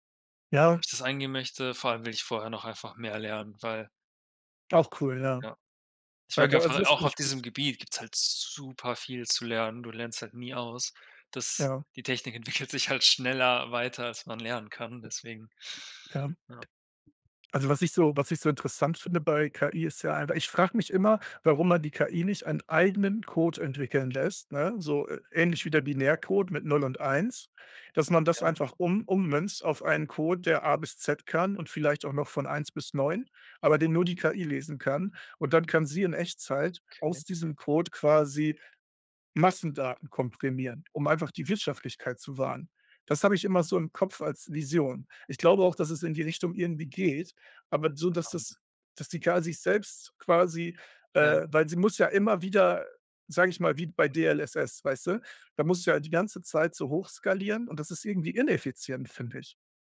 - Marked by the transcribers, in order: laughing while speaking: "entwickelt"; other background noise
- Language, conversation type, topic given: German, unstructured, Wie bist du zu deinem aktuellen Job gekommen?